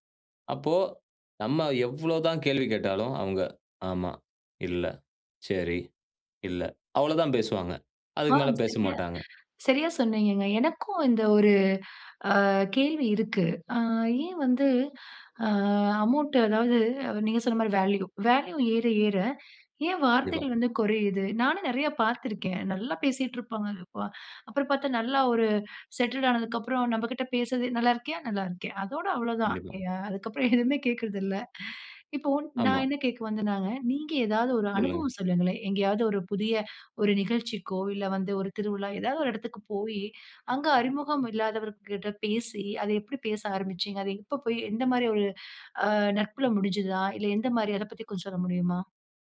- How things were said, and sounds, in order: in English: "அமவுண்ட்"; in English: "வேல்யூ வேல்யூ"; in English: "செட்டெட்"; laughing while speaking: "அதுக்கபுறம் எதுவுமே கேட்கறதில்ல"; other background noise
- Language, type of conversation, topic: Tamil, podcast, புதியவர்களுடன் முதலில் நீங்கள் எப்படி உரையாடலை ஆரம்பிப்பீர்கள்?